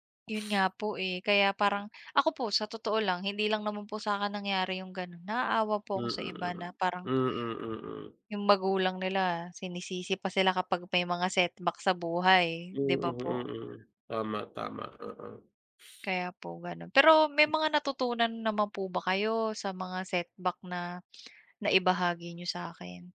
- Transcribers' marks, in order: tapping; other background noise
- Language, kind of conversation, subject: Filipino, unstructured, Paano mo hinaharap ang mga pagsubok at kabiguan sa buhay?